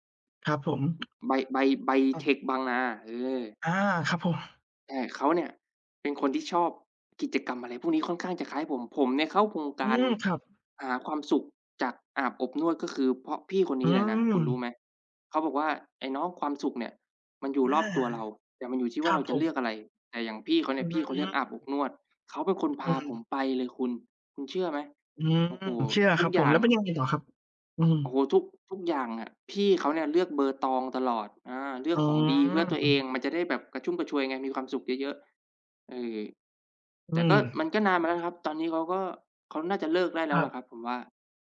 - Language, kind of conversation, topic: Thai, unstructured, คุณชอบทำอะไรเพื่อให้ตัวเองมีความสุข?
- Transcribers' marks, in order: tapping; other background noise